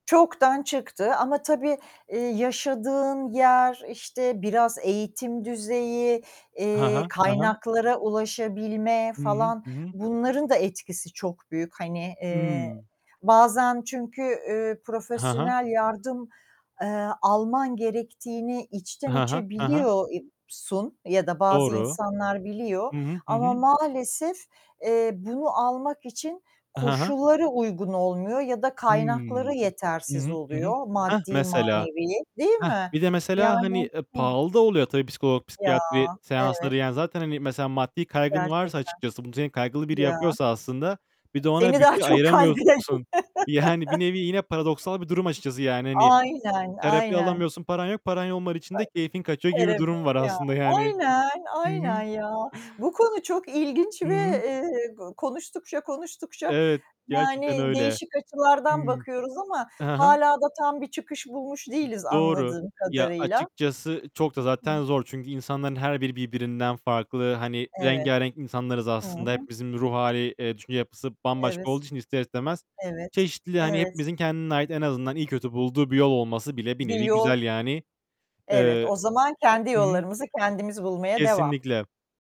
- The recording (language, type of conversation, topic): Turkish, unstructured, Kaygıyla başa çıkmak için neler yapabiliriz?
- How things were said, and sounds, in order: other background noise; tapping; laughing while speaking: "kayde"; laugh; distorted speech; unintelligible speech